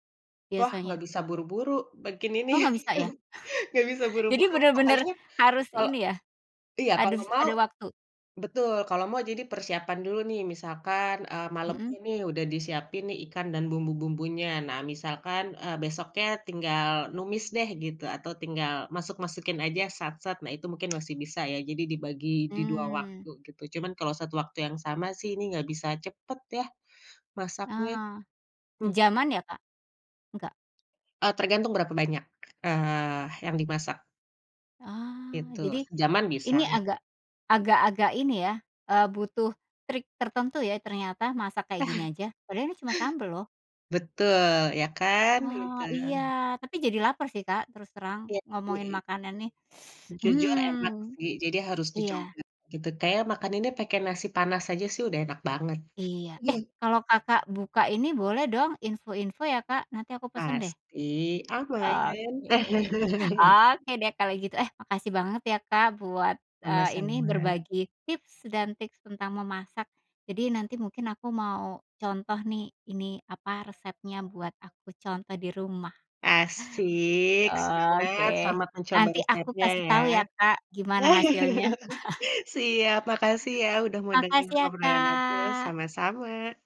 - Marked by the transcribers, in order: laughing while speaking: "ininya gitu"; chuckle; tapping; other background noise; chuckle; teeth sucking; chuckle; laugh; laugh; chuckle; drawn out: "Kak"
- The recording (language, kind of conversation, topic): Indonesian, podcast, Pengalaman memasak apa yang paling sering kamu ulangi di rumah, dan kenapa?